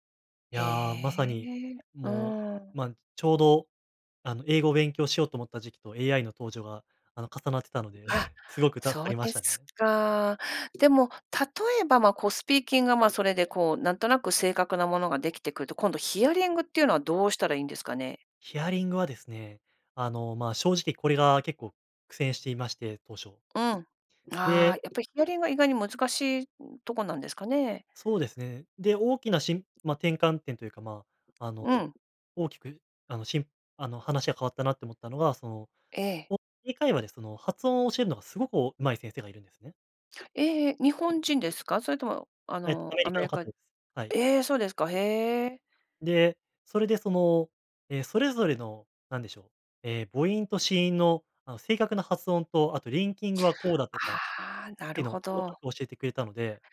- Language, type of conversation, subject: Japanese, podcast, 上達するためのコツは何ですか？
- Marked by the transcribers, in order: chuckle